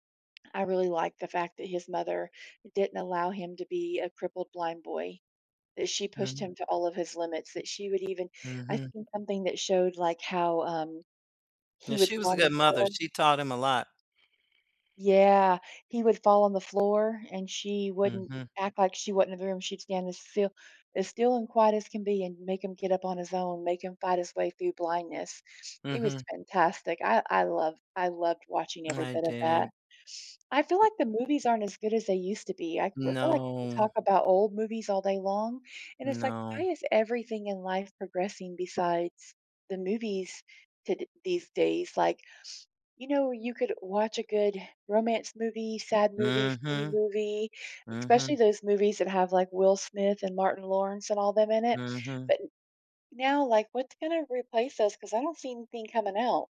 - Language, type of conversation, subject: English, unstructured, What makes a movie unforgettable for you?
- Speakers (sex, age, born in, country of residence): female, 45-49, United States, United States; female, 55-59, United States, United States
- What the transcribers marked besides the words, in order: other background noise